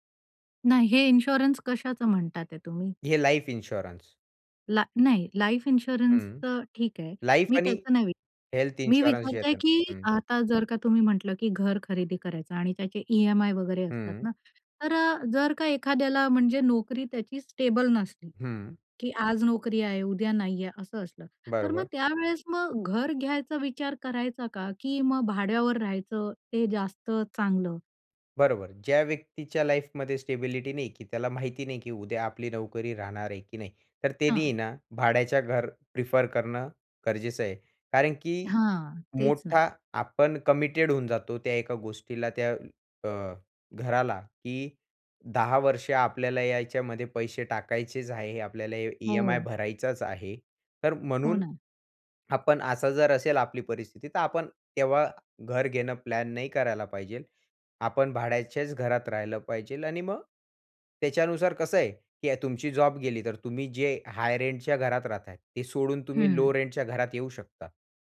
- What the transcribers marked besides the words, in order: in English: "इन्शुरन्स"; in English: "लाईफ इन्शुरन्स"; other background noise; in English: "लाईफ इन्शुरन्सचं"; in English: "लाईफ"; in English: "हेल्थ इन्शुरन्स"; in English: "ईएमआय"; in English: "लाईफमध्ये स्टेबिलिटी"; in English: "प्रिफर"; in English: "कमिटेड"; in English: "ईएमआय"; in English: "हाय रेंटच्या"; in English: "लो रेंटच्या"
- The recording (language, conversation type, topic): Marathi, podcast, घर खरेदी करायची की भाडेतत्त्वावर राहायचं हे दीर्घकालीन दृष्टीने कसं ठरवायचं?